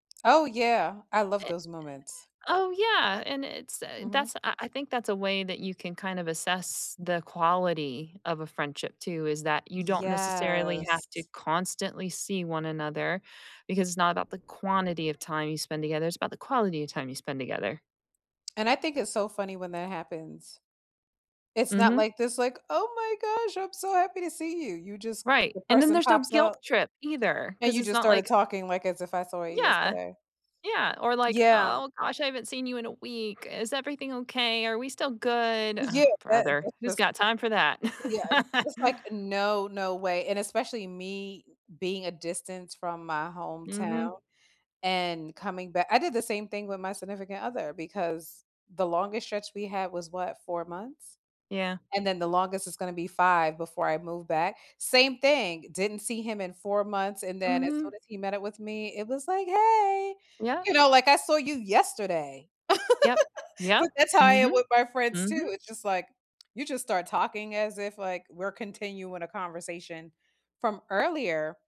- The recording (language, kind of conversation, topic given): English, unstructured, What makes a friendship last?
- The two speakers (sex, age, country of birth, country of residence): female, 35-39, United States, United States; female, 45-49, United States, United States
- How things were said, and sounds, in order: other noise; other background noise; drawn out: "Yes"; tapping; put-on voice: "Oh my gosh, I'm so happy to see"; laugh; background speech; laugh